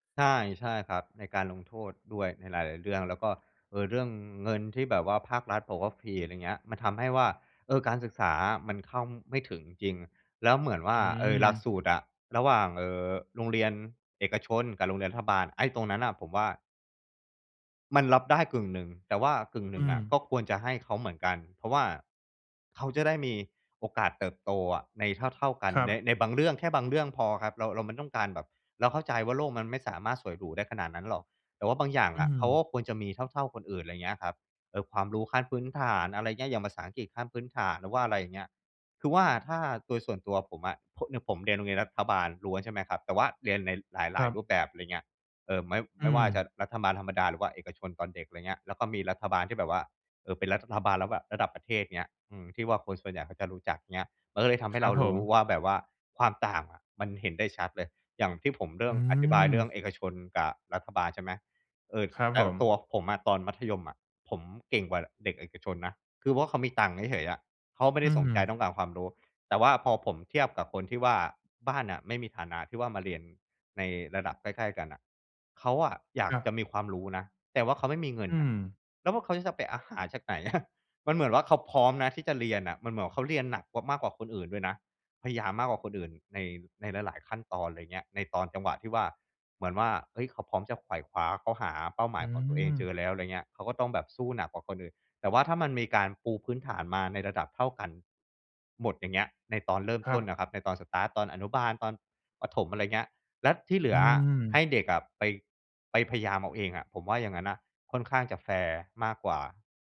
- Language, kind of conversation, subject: Thai, podcast, เล่าถึงความไม่เท่าเทียมทางการศึกษาที่คุณเคยพบเห็นมาได้ไหม?
- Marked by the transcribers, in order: laughing while speaking: "อะ"; in English: "สตาร์ต"